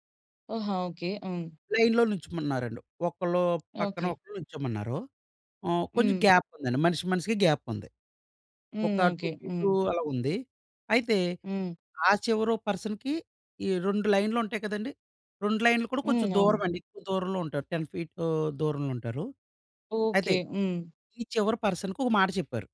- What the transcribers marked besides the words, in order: in English: "లైన్‌లో"; in English: "గ్యాప్"; in English: "గ్యాప్"; in English: "టూ"; in English: "పర్సన్‌కి"; in English: "టెన్ ఫీట్"; in English: "పర్సన్‌కి"
- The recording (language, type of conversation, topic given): Telugu, podcast, మరొకరికి మాటలు చెప్పేటప్పుడు ఊహించని ప్రతిక్రియా వచ్చినప్పుడు మీరు ఎలా స్పందిస్తారు?